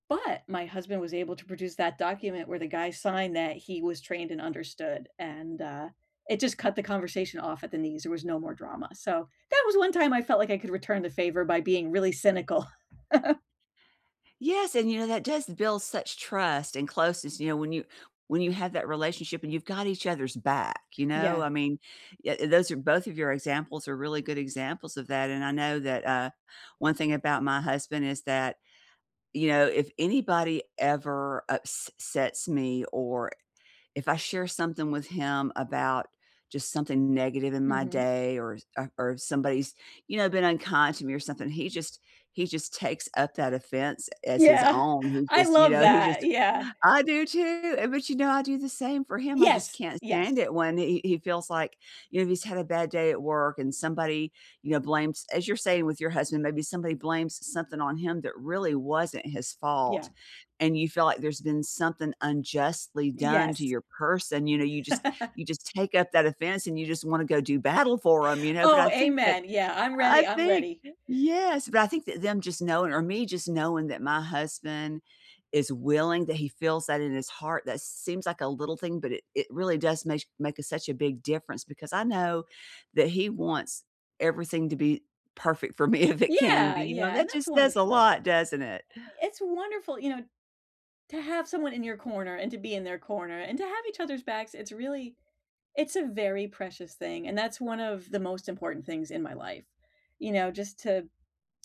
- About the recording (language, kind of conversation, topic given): English, unstructured, What’s something small that can make a big difference in love?
- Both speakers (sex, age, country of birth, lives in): female, 45-49, United States, United States; female, 65-69, United States, United States
- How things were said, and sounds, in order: chuckle; tapping; other background noise; chuckle; laughing while speaking: "me if it"